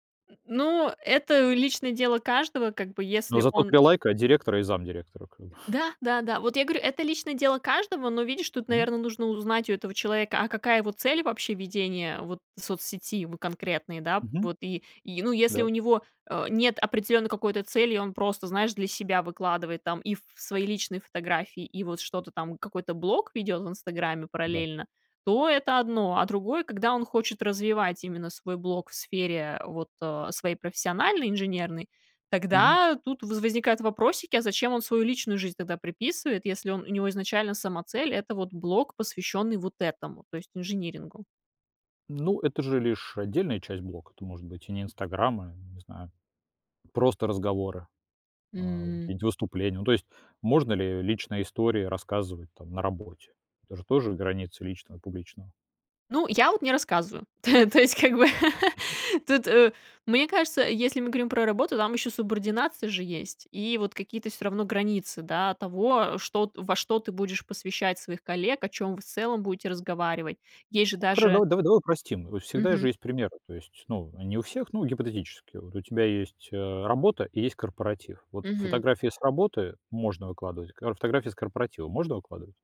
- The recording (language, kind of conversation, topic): Russian, podcast, Какие границы ты устанавливаешь между личным и публичным?
- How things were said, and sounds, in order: chuckle; tapping; laugh; laughing while speaking: "То то есть"; other noise; unintelligible speech